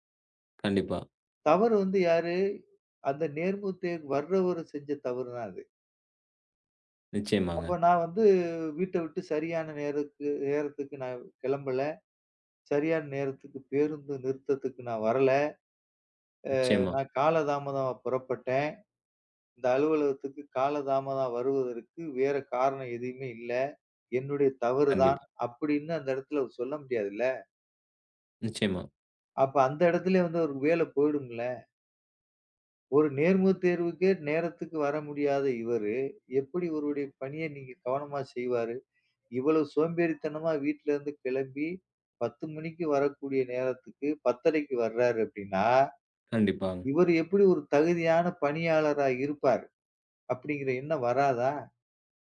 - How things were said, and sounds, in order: none
- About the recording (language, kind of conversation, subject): Tamil, podcast, நேர்மை நம்பிக்கையை உருவாக்குவதில் எவ்வளவு முக்கியம்?